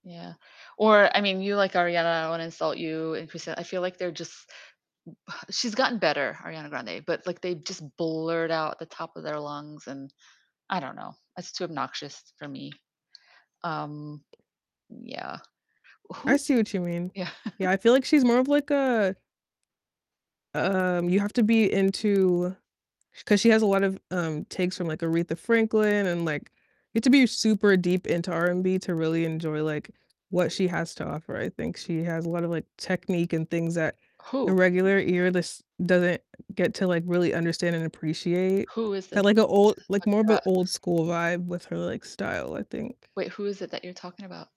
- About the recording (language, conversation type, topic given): English, unstructured, How should I design a cleaning playlist for me and my housemates?
- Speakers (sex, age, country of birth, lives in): female, 30-34, United States, United States; female, 50-54, United States, United States
- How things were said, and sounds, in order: other background noise; tapping; distorted speech; chuckle